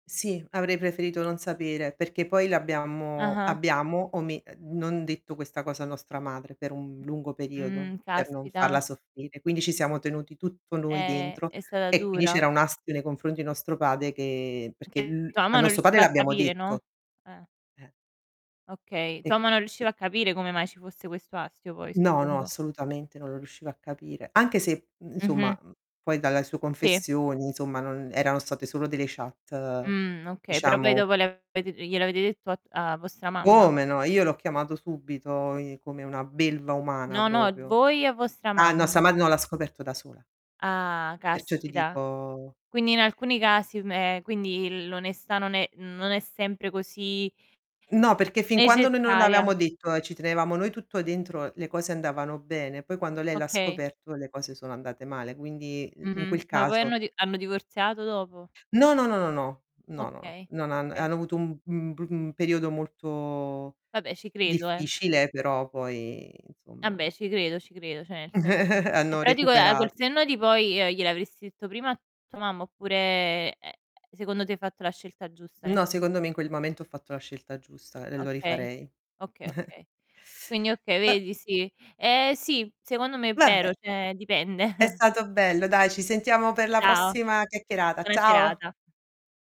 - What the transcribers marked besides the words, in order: tapping; "padre" said as "pade"; distorted speech; "nostro" said as "nosso"; "padre" said as "pade"; unintelligible speech; drawn out: "Mh"; stressed: "belva"; "proprio" said as "propio"; "nostra" said as "nossa"; drawn out: "Ah"; "avevamo" said as "aveamo"; drawn out: "molto"; "Vabbè" said as "abbè"; "Cioè" said as "Ceh"; chuckle; "momento" said as "mamento"; chuckle; "cioè" said as "ceh"; chuckle
- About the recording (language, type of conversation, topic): Italian, unstructured, Quanto conta per te l’onestà, anche quando la verità può fare male?